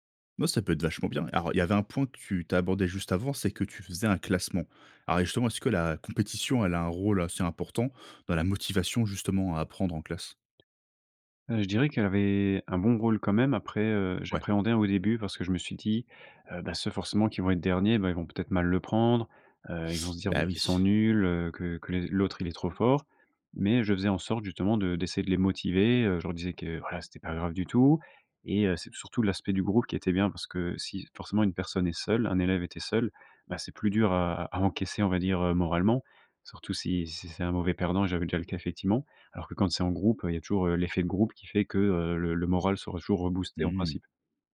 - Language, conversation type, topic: French, podcast, Comment le jeu peut-il booster l’apprentissage, selon toi ?
- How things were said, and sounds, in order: other background noise; teeth sucking